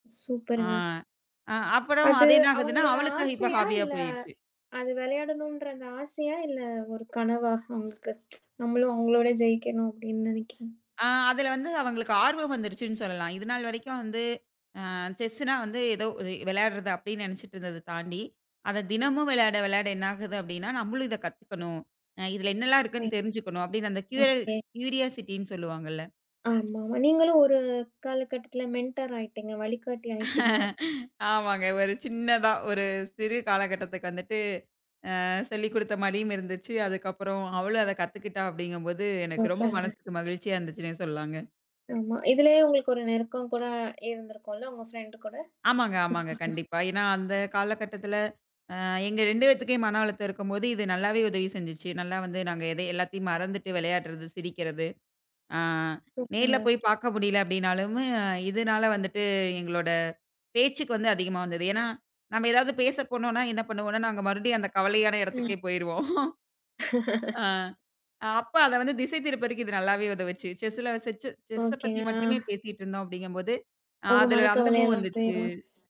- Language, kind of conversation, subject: Tamil, podcast, இந்த பொழுதுபோக்கை பிறருடன் பகிர்ந்து மீண்டும் ரசித்தீர்களா?
- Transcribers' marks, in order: in English: "ஹாபியா"; tsk; unintelligible speech; in English: "க்யூ க்யூரியாசிட்டின்னு"; other noise; in English: "மென்ட்டார்"; laughing while speaking: "ஆமாங்க. ஒரு சின்னதா ஒரு சிறு காலகட்டத்துக்கு வந்துட்டு, அ. சொல்லிக் குடுத்த மாதிரியும் இருந்துச்சு"; other background noise; "சூப்பரு" said as "ஊப்பரு"; chuckle; laugh; chuckle; in English: "மூவ்"